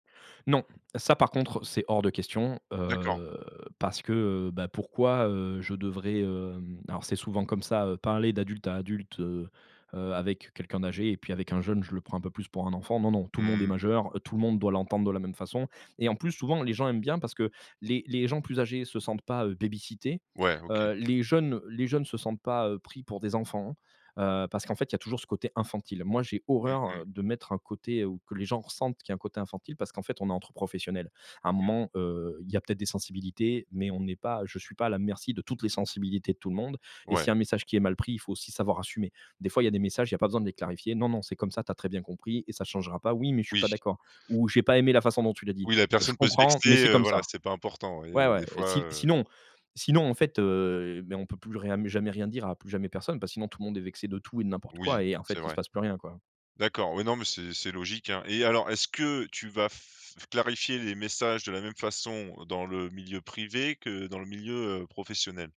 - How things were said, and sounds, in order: none
- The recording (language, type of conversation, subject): French, podcast, Comment peut-on clarifier un message sans blesser l’autre ?